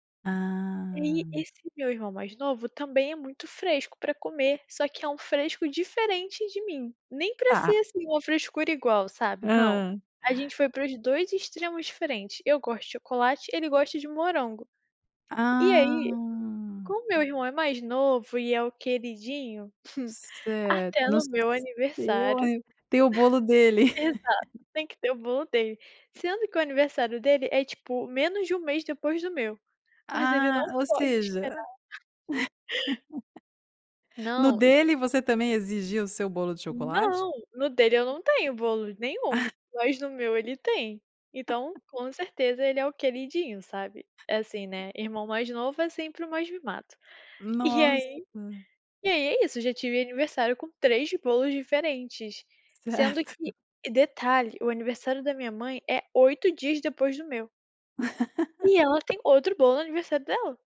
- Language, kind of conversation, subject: Portuguese, podcast, Como a comida marca as festas na sua casa?
- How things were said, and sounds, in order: other background noise; drawn out: "Ah"; tapping; chuckle; chuckle; laugh; chuckle; chuckle; other noise; laughing while speaking: "Certo"; laugh